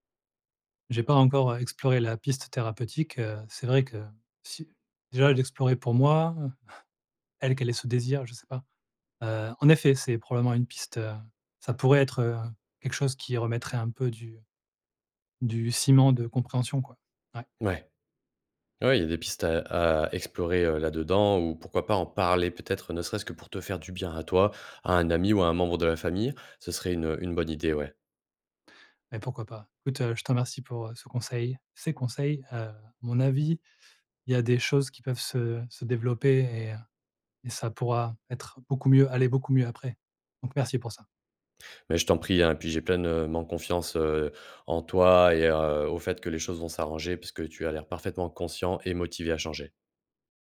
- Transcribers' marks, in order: stressed: "ces"
- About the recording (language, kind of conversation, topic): French, advice, Comment réagir lorsque votre partenaire vous reproche constamment des défauts ?